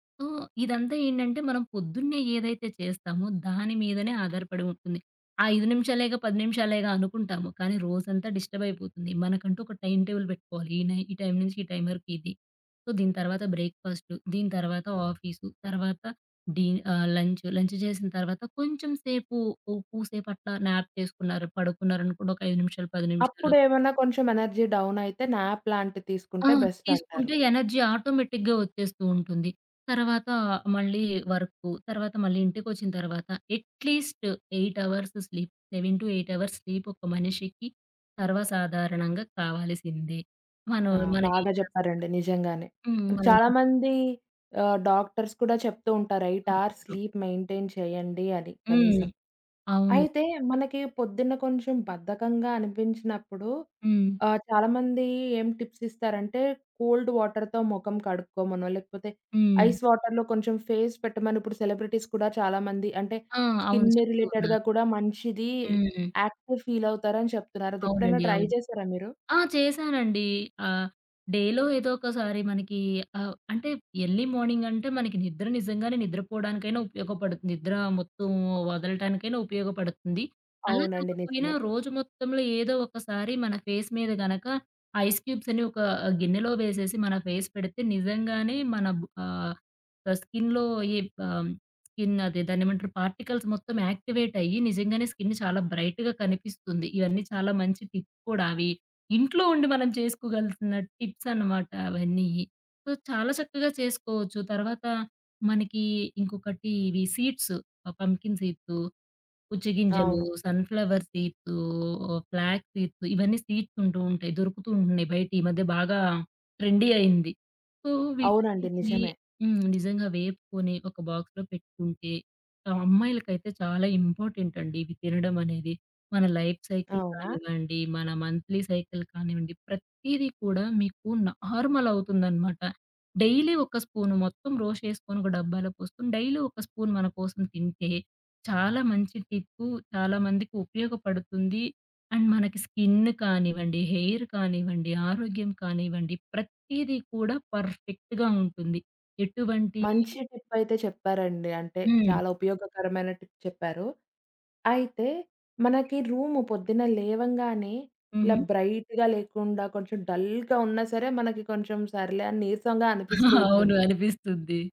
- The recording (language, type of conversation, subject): Telugu, podcast, ఉదయం ఎనర్జీ పెరగడానికి మీ సాధారణ అలవాట్లు ఏమిటి?
- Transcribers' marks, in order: in English: "సో"; in English: "టైమ్ టేబుల్"; in English: "సో"; in English: "న్యాప్"; in English: "ఎనర్జీ డౌన్"; in English: "న్యాప్"; in English: "ఎనర్జీ ఆటోమేటిక్‌గా"; in English: "అట్లీస్ట్ ఎయిట్ అవర్స్ స్లీప్. సెవెన్ టు ఎయిట్ అవర్స్ స్లీప్"; in English: "డాక్టర్స్"; in English: "ఎయిట్ అవర్స్ స్లీప్ మెయింటైన్"; unintelligible speech; in English: "టిప్స్"; in English: "కోల్డ్ వాటర్‌తో"; in English: "ఐస్ వాటర్‌లో"; in English: "ఫేస్"; in English: "సెలబ్రిటీస్"; in English: "స్కిన్ రిలేటెడ్‌గా"; in English: "యాక్టివ్ ఫీల్"; in English: "ట్రై"; in English: "డేలో"; in English: "ఎర్లీ"; in English: "ఫేస్"; in English: "ఐస్ క్యూబ్స్"; in English: "ఫేస్"; in English: "స్కిన్‌లో"; in English: "పార్టికల్స్"; in English: "యాక్టివేట్"; in English: "స్కిన్"; in English: "బ్రైట్‌గా"; in English: "టిప్"; in English: "సో"; in English: "పంప్కిన్"; in English: "సన్‌ఫ్లవర్"; in English: "ఫ్లాగ్ సీడ్స్"; in English: "సీడ్స్"; in English: "ట్రెండీ"; in English: "సో"; in English: "బాక్స్‌లో"; in English: "లైఫ్ సైకిల్"; in English: "మంథ్లీ సైకిల్"; in English: "నార్మల్"; in English: "డైలీ"; in English: "రోస్ట్"; in English: "డైలీ"; in English: "స్పూన్"; in English: "అండ్"; in English: "స్కిన్"; in English: "హెయిర్"; in English: "పర్ఫెక్ట్‌గా"; in English: "టిప్"; in English: "బ్రైట్‌గా"; in English: "డల్‌గా"; laughing while speaking: "అవును, అనిపిస్తుంది"